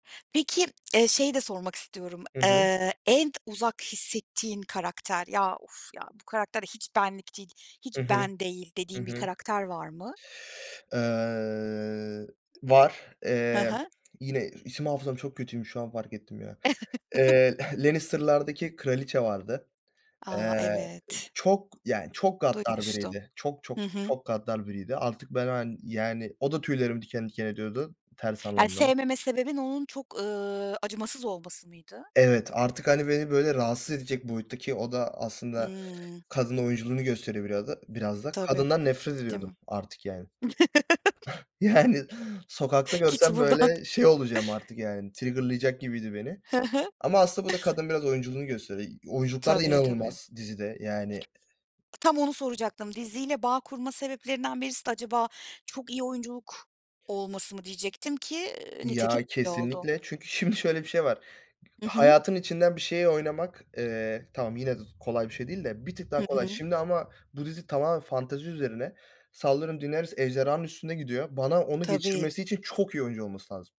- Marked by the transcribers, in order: lip smack; inhale; chuckle; tapping; unintelligible speech; laugh; other background noise; chuckle; laughing while speaking: "Yani"; laughing while speaking: "Git buradan"; in English: "trigger'layacak"
- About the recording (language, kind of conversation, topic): Turkish, podcast, Favori dizini bu kadar çok sevmene neden olan şey ne?
- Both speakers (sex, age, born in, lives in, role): female, 35-39, Turkey, Germany, host; male, 20-24, Turkey, Germany, guest